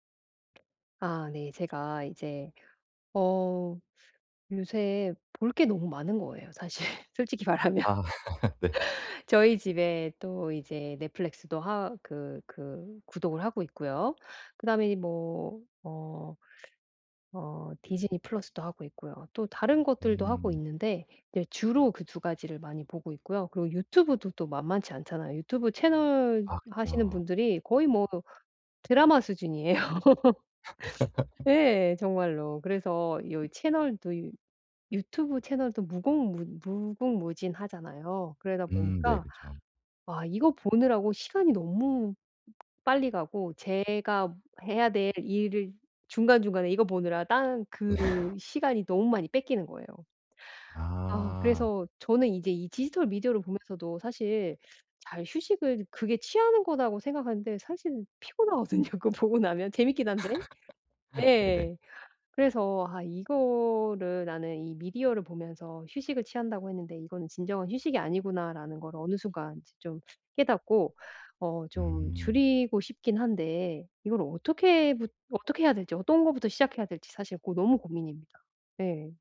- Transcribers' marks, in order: other background noise; laughing while speaking: "사실 솔직히 말하면"; laugh; laughing while speaking: "네"; laughing while speaking: "수준이에요"; laugh; laugh; laughing while speaking: "피곤하거든요 그거 보고 나면"; laugh
- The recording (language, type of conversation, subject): Korean, advice, 디지털 미디어 때문에 집에서 쉴 시간이 줄었는데, 어떻게 하면 여유를 되찾을 수 있을까요?